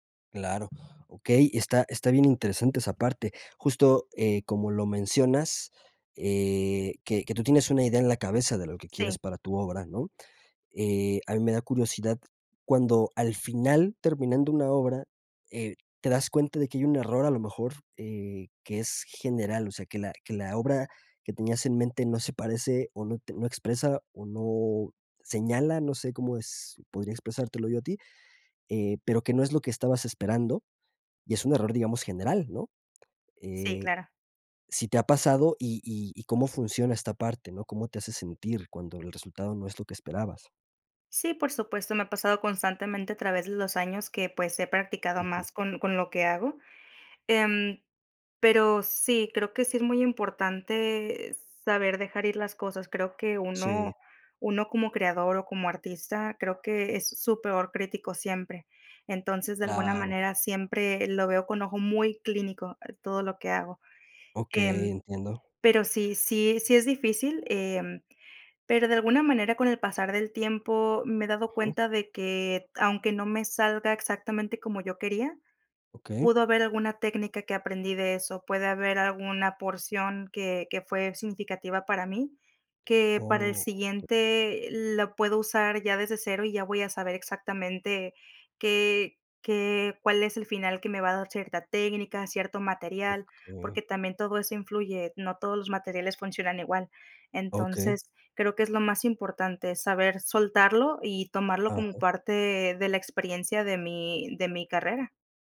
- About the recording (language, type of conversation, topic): Spanish, podcast, ¿Qué papel juega el error en tu proceso creativo?
- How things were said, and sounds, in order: other noise